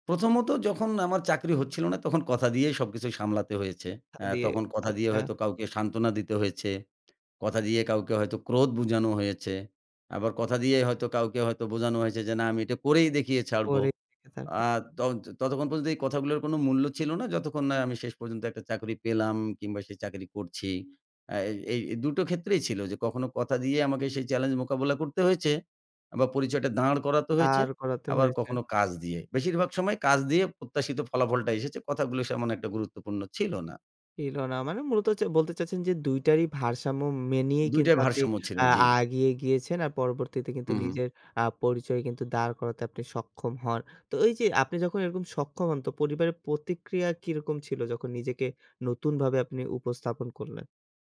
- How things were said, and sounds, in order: other background noise; "তেমন" said as "সেমন"
- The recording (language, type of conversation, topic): Bengali, podcast, আপনি কীভাবে পরিবার ও বন্ধুদের সামনে নতুন পরিচয় তুলে ধরেছেন?